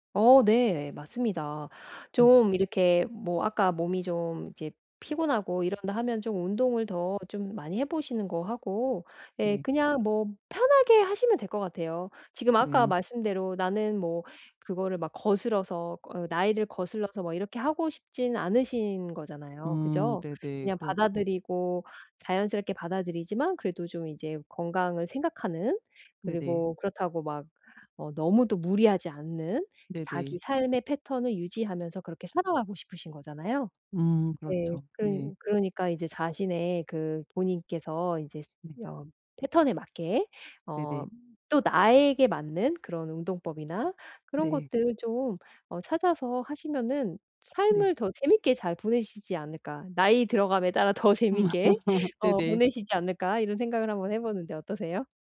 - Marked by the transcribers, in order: tapping; other background noise; laughing while speaking: "더 재밌게"; laugh
- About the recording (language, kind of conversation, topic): Korean, advice, 예상치 못한 변화가 생겼을 때 목표를 어떻게 유연하게 조정해야 할까요?